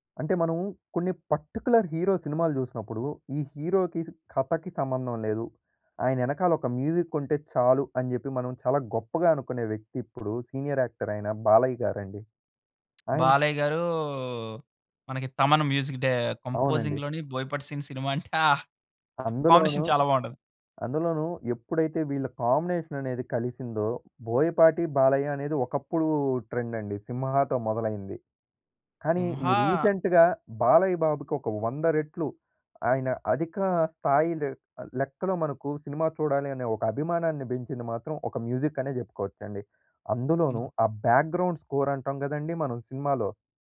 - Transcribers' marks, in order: in English: "పర్టిక్యులర్ హీరో"; in English: "హీరోకి"; in English: "మ్యూజిక్"; in English: "సీనియర్ యాక్టర్"; drawn out: "బాలయ్య గారు"; in English: "మ్యూజిక్"; in English: "కంపోజింగ్‌లోని"; in English: "కాంబినేషన్"; in English: "కాంబినేషన్"; in English: "ట్రెండ్"; in English: "రీసెంట్‌గా"; in English: "మ్యూజిక్"; in English: "బ్యాక్‌గ్రౌండ్ స్కోర్"
- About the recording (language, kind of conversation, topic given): Telugu, podcast, ఒక సినిమాకు సంగీతం ఎంత ముఖ్యమని మీరు భావిస్తారు?